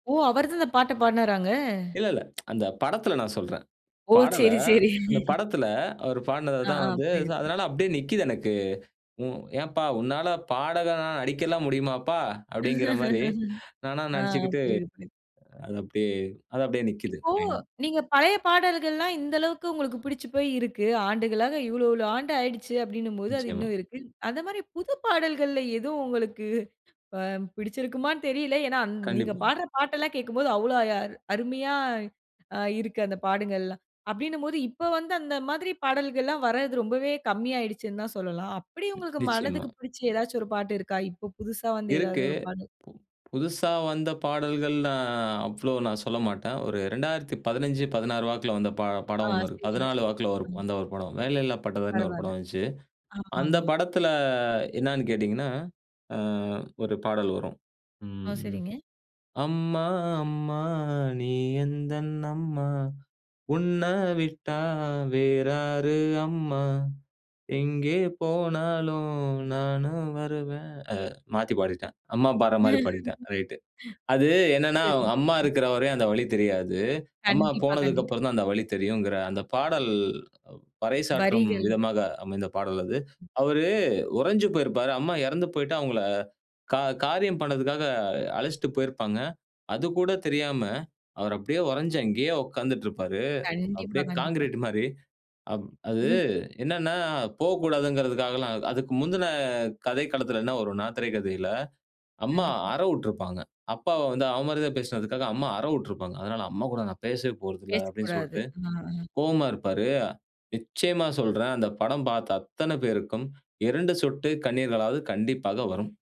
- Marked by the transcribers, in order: tsk; laughing while speaking: "சேரி, சேரி"; laugh; other background noise; tapping; singing: "அம்மா அம்மா நீ எந்தன் அம்மா … போனாலும் நானும் வருவேன்"; laugh; laugh
- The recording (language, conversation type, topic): Tamil, podcast, நீங்கள் பல ஆண்டுகளாக விரும்பி வரும் பாடல் எது?